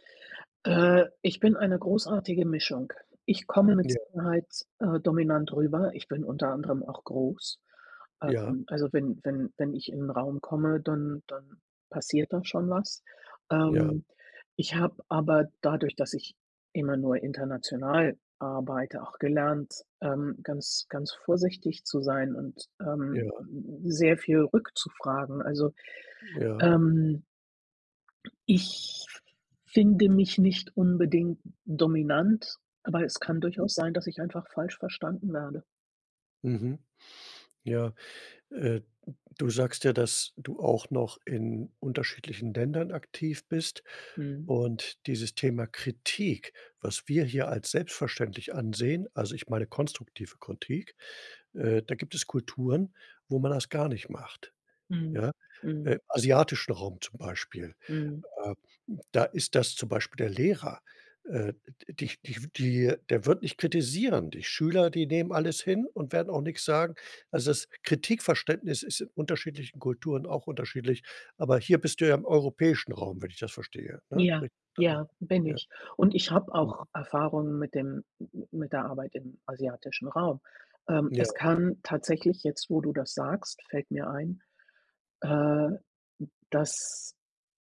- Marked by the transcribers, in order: other noise; unintelligible speech
- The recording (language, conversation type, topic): German, advice, Wie gehst du damit um, wenn du wiederholt Kritik an deiner Persönlichkeit bekommst und deshalb an dir zweifelst?